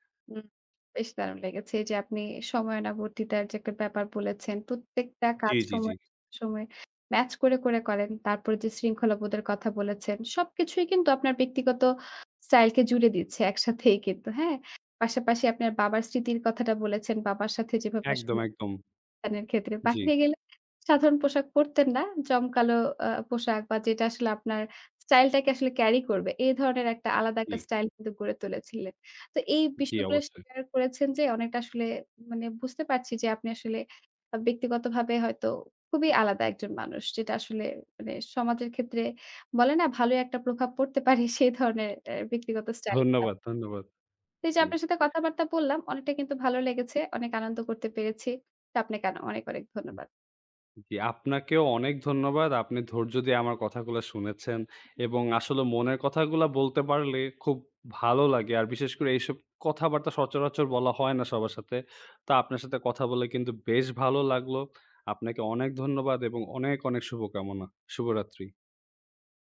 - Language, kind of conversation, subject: Bengali, podcast, কোন অভিজ্ঞতা তোমার ব্যক্তিগত স্টাইল গড়তে সবচেয়ে বড় ভূমিকা রেখেছে?
- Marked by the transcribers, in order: tapping; other background noise; unintelligible speech; laughing while speaking: "পারে?"